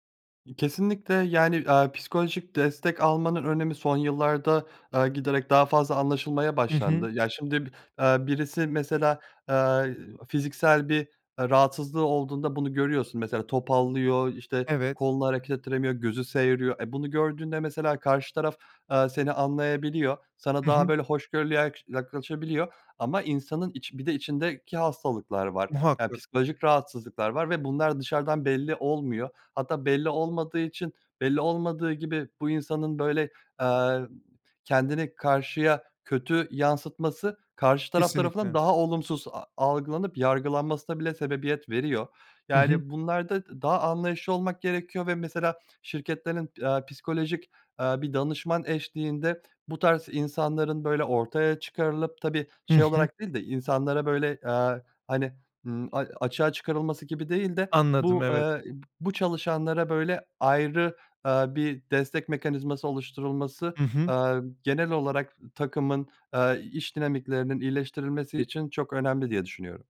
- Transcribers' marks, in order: other background noise
- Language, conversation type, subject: Turkish, podcast, Motivasyonu düşük bir takımı nasıl canlandırırsın?